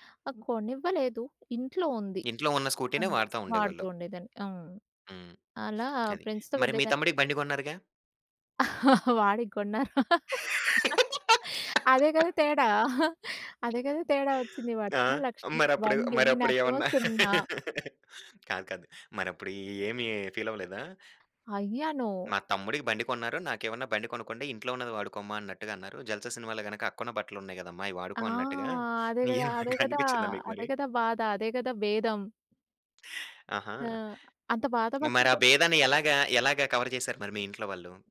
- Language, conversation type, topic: Telugu, podcast, అమ్మాయిలు, అబ్బాయిల పాత్రలపై వివిధ తరాల అభిప్రాయాలు ఎంతవరకు మారాయి?
- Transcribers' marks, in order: in English: "ఫ్రెండ్స్‌తో"; tapping; laughing while speaking: "వాడికి కొన్నారు. అదే కదా తేడా! అదే కదా తేడా వచ్చింది"; laughing while speaking: "ఆ! మరప్పుడు, మరప్పుడు ఏమన్నా"; in English: "ఫీల్"; giggle; in English: "కవర్"